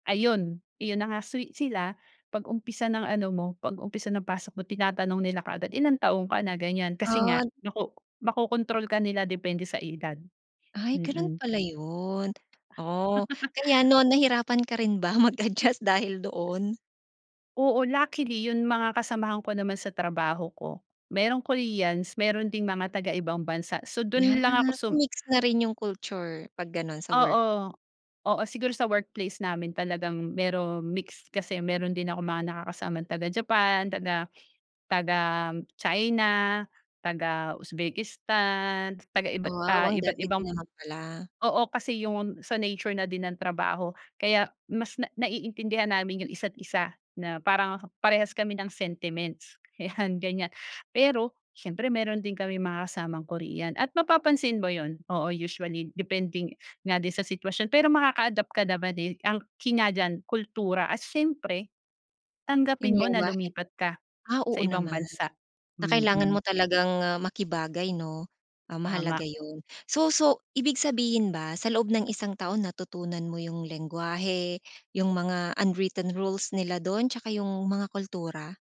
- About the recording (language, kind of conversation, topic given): Filipino, podcast, Paano mo ilalarawan ang pakiramdam ng pag-aangkop sa isang bagong kultura?
- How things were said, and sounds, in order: tapping; chuckle; laughing while speaking: "mag-adjust"; in English: "unwritten rules"